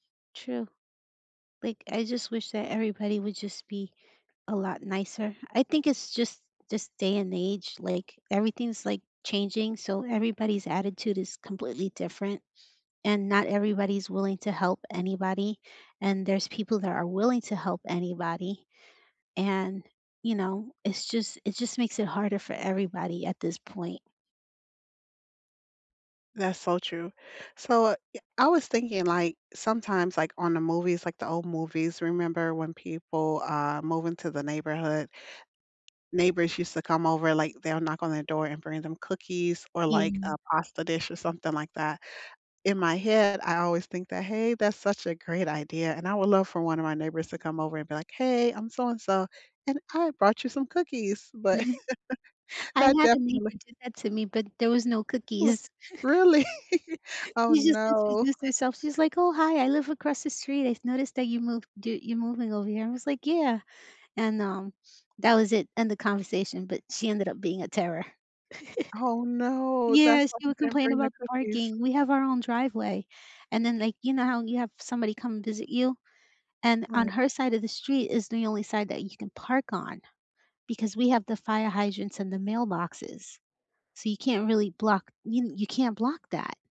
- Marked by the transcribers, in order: other background noise; tapping; put-on voice: "and I brought you some cookies"; chuckle; chuckle; laughing while speaking: "Really?"; chuckle
- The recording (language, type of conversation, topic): English, unstructured, How can neighbors support each other in tough times?
- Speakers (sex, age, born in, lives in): female, 45-49, United States, United States; female, 50-54, United States, United States